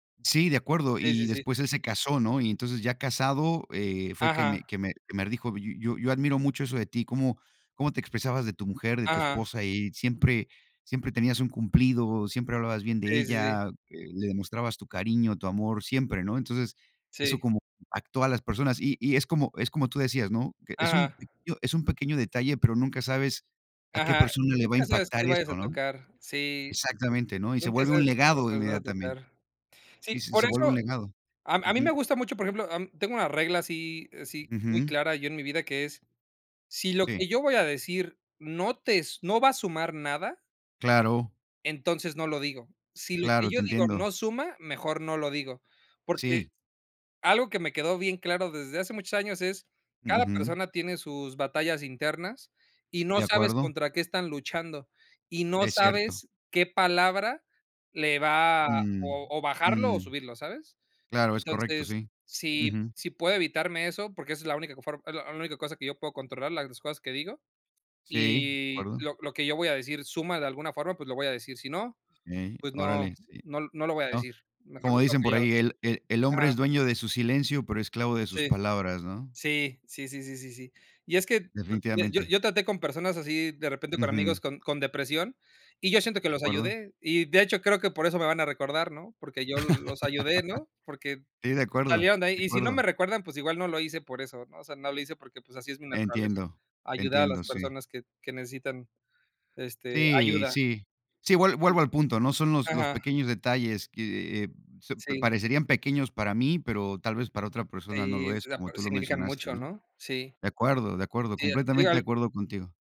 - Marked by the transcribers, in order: other background noise; laugh; unintelligible speech; unintelligible speech
- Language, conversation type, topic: Spanish, unstructured, ¿Cómo te gustaría que te recordaran después de morir?
- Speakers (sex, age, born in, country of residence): male, 35-39, Mexico, Mexico; male, 50-54, United States, United States